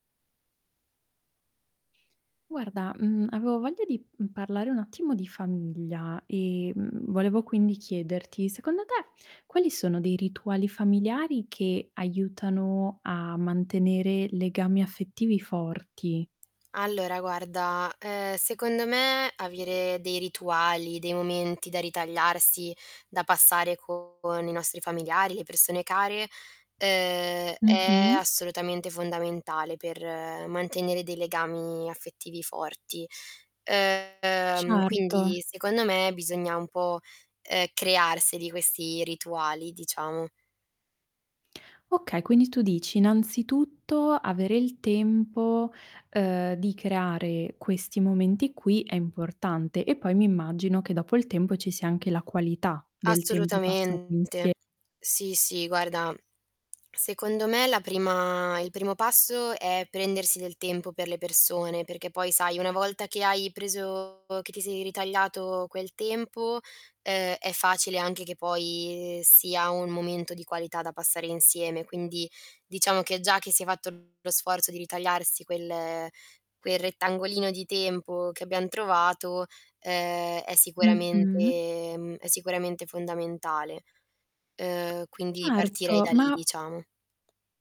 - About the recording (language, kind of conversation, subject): Italian, podcast, Quali rituali familiari aiutano a mantenere forti i legami affettivi?
- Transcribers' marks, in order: tapping; distorted speech; drawn out: "Uhm"